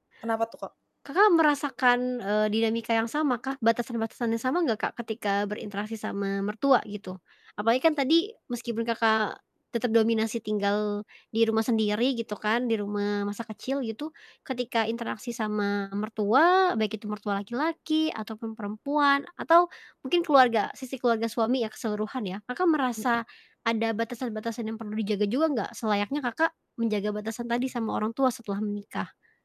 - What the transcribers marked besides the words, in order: static; other background noise
- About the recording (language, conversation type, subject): Indonesian, podcast, Bagaimana menurutmu cara menjaga batas yang sehat antara keluarga dan pasangan?